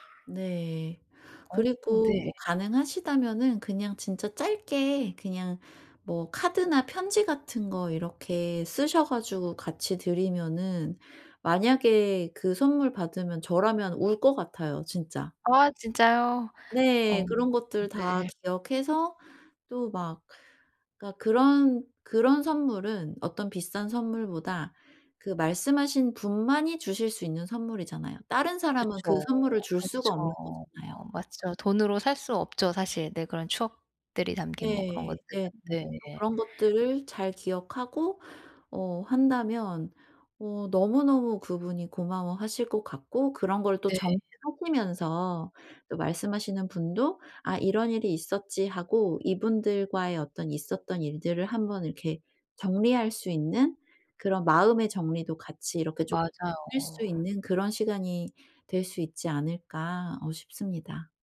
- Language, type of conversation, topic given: Korean, advice, 떠나기 전에 작별 인사와 감정 정리는 어떻게 준비하면 좋을까요?
- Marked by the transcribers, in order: other background noise; tapping